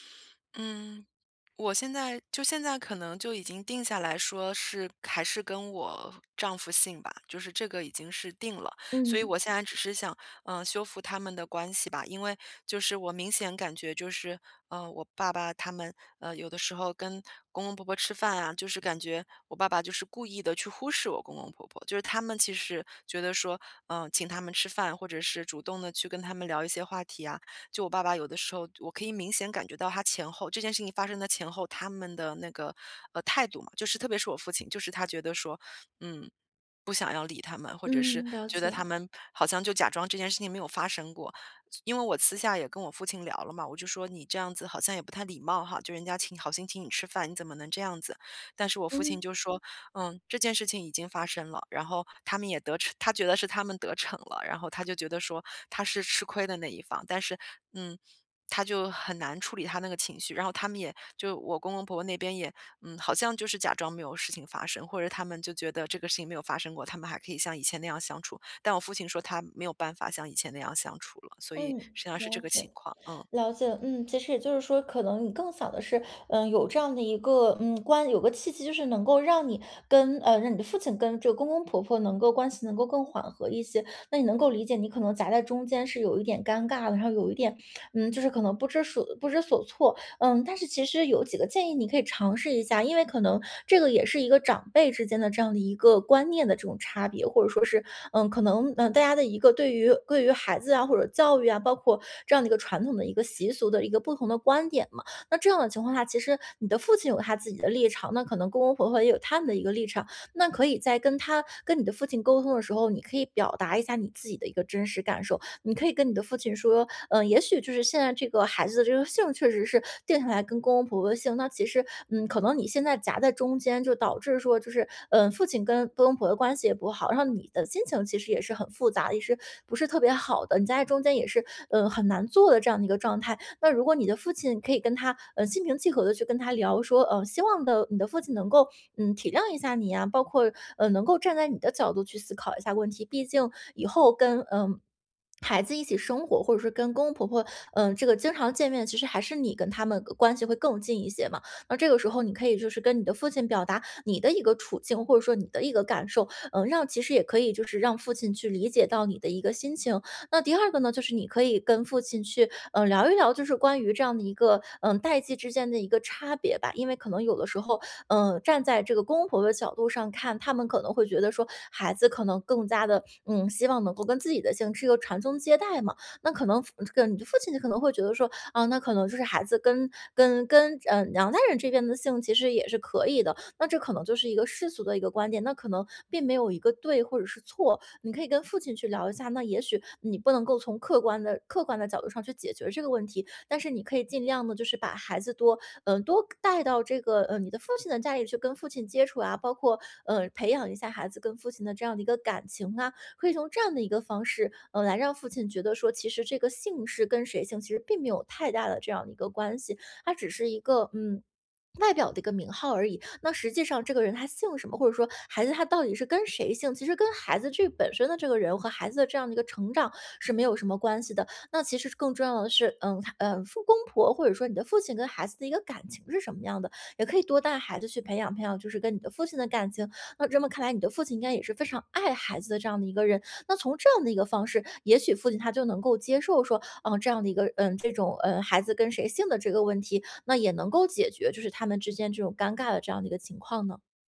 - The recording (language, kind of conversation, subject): Chinese, advice, 如何与亲属沟通才能减少误解并缓解持续的冲突？
- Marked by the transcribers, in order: other background noise